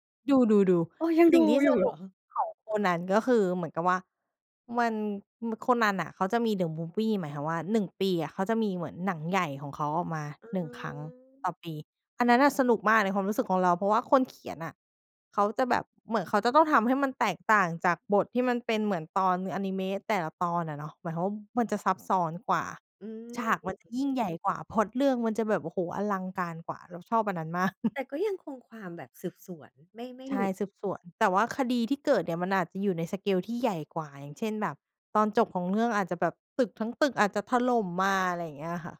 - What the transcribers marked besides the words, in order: in English: "The Movie"; drawn out: "อืม"; chuckle; in English: "สเกล"
- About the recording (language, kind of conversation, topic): Thai, podcast, คุณยังจำรายการโทรทัศน์สมัยเด็กๆ ที่ประทับใจได้ไหม?